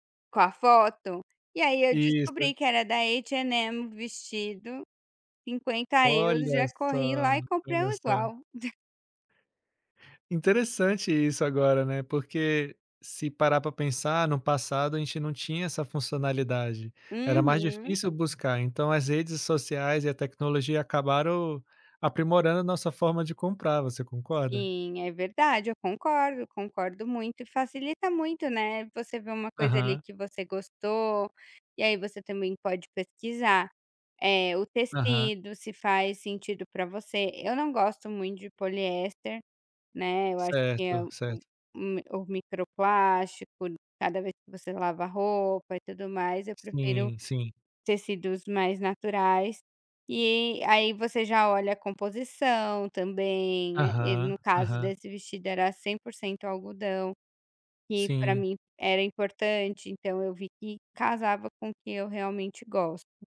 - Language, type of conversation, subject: Portuguese, podcast, Que papel as redes sociais têm no seu visual?
- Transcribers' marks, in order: tapping; chuckle